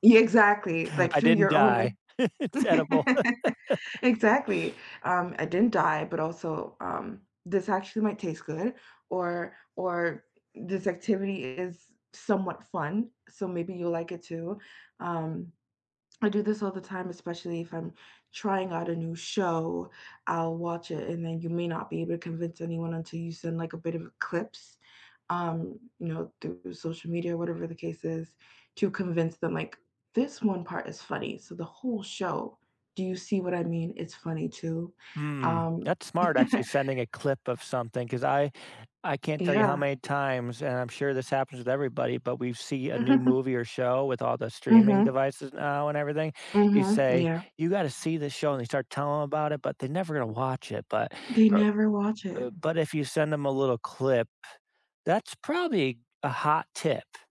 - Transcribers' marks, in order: chuckle; laughing while speaking: "It's edible"; laugh; chuckle; chuckle; tapping; chuckle
- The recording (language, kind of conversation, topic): English, unstructured, What is your approach to convincing someone to try something new?
- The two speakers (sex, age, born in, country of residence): female, 20-24, United States, United States; male, 40-44, United States, United States